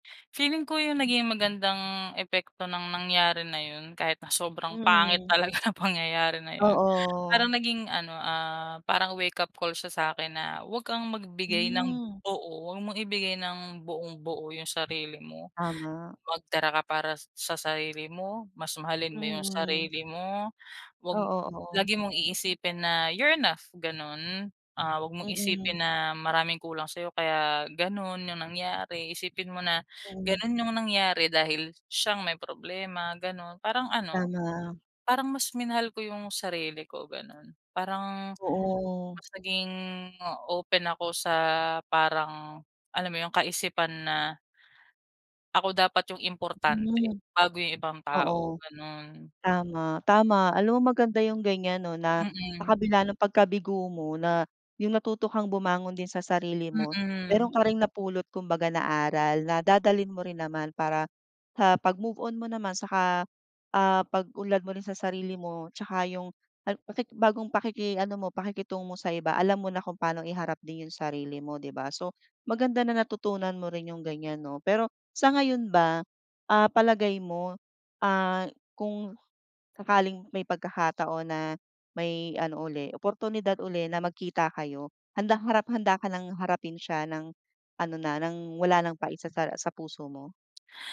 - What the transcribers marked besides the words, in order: other background noise; laughing while speaking: "ng"; in English: "wake-up call"; tapping; in English: "you're enough"
- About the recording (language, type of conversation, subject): Filipino, podcast, Paano ka nakabangon matapos maranasan ang isang malaking pagkabigo?